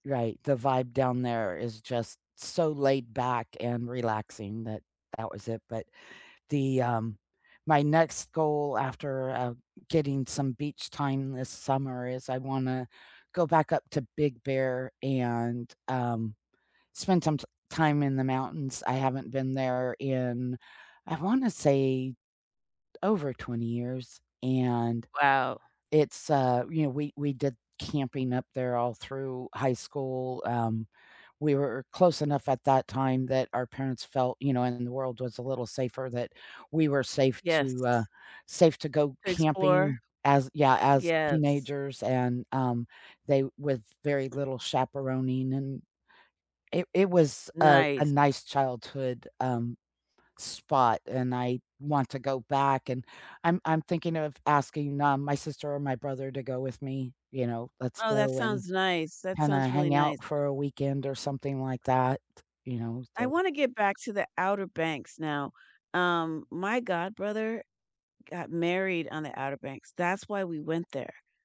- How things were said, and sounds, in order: other background noise; tapping
- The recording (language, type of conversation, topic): English, unstructured, What are a few nearby places you love that we could share and explore together soon?
- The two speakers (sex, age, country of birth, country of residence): female, 55-59, United States, United States; female, 60-64, United States, United States